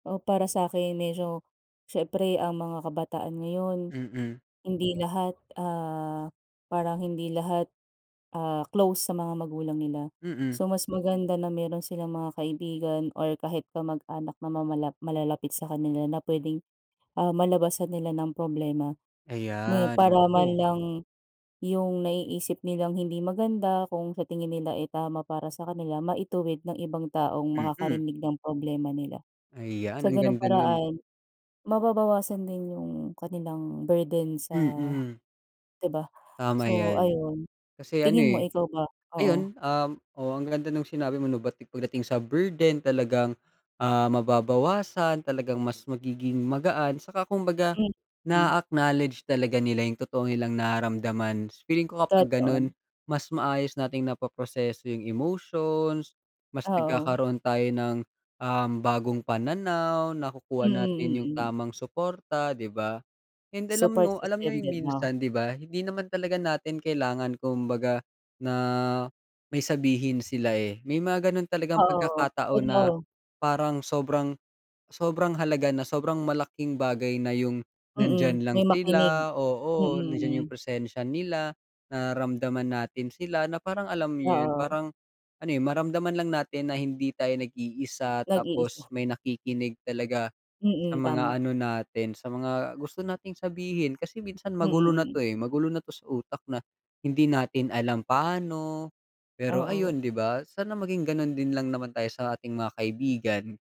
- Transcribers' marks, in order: other background noise; unintelligible speech
- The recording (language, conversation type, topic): Filipino, unstructured, Ano ang opinyon mo sa paghingi ng tulong kapag may suliranin sa kalusugan ng isip?